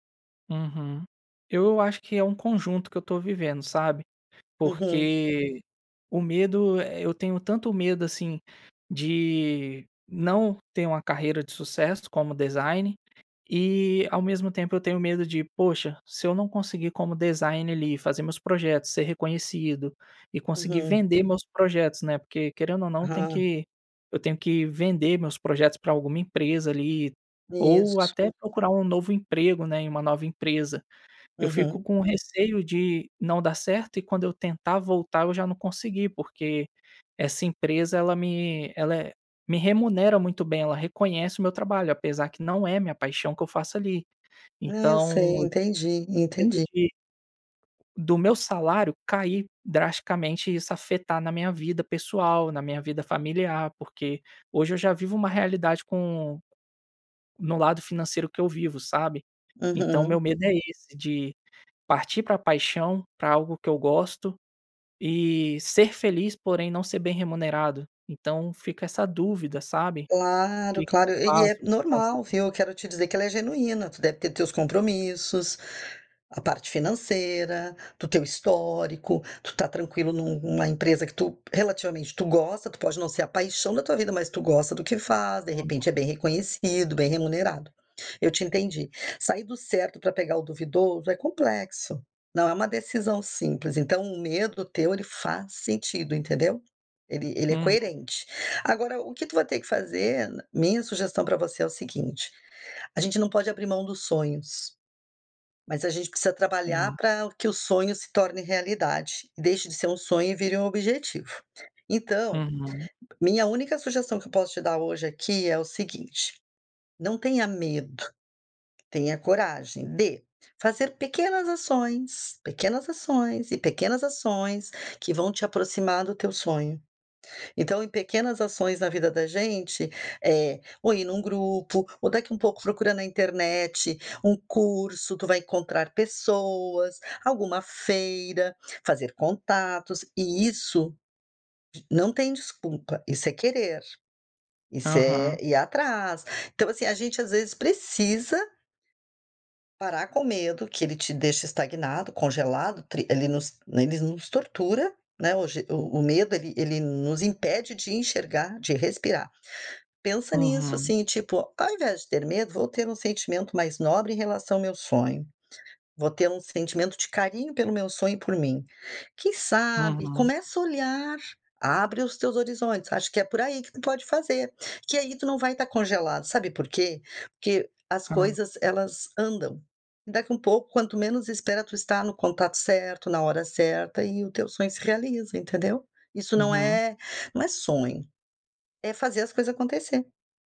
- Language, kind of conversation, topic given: Portuguese, advice, Como decidir entre seguir uma carreira segura e perseguir uma paixão mais arriscada?
- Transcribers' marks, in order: other background noise; tapping